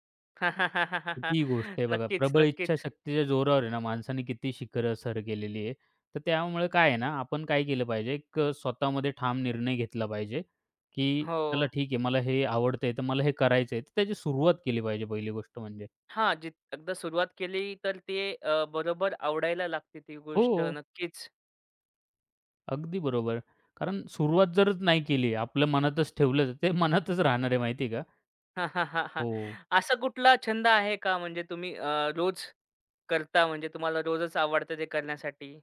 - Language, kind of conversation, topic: Marathi, podcast, एखादा छंद तुम्ही कसा सुरू केला, ते सांगाल का?
- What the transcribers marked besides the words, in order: chuckle; laughing while speaking: "ते मनातच राहणार आहे. माहिती आहे का?"